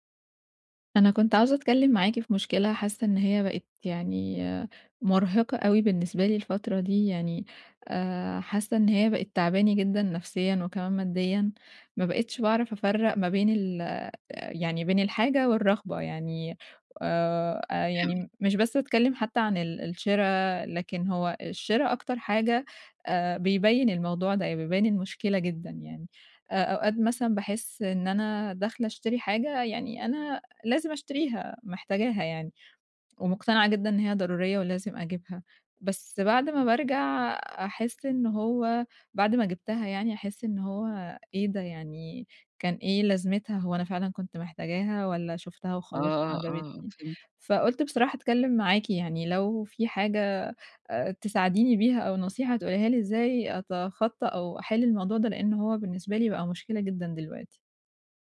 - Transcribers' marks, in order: tapping
- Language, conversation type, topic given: Arabic, advice, إزاي أفرق بين الحاجة الحقيقية والرغبة اللحظية وأنا بتسوق وأتجنب الشراء الاندفاعي؟